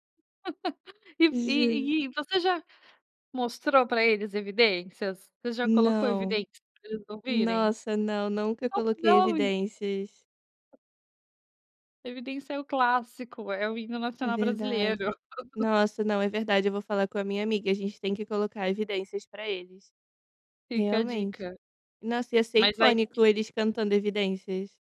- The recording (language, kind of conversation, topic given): Portuguese, podcast, Como a mistura de culturas afetou a sua playlist?
- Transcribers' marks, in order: laugh; other background noise; laugh